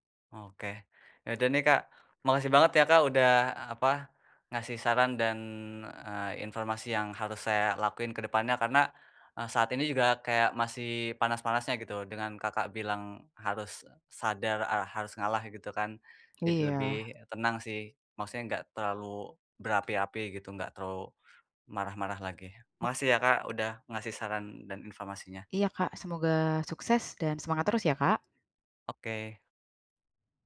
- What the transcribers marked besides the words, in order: unintelligible speech
- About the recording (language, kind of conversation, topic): Indonesian, advice, Bagaimana cara membangun kembali hubungan setelah konflik dan luka dengan pasangan atau teman?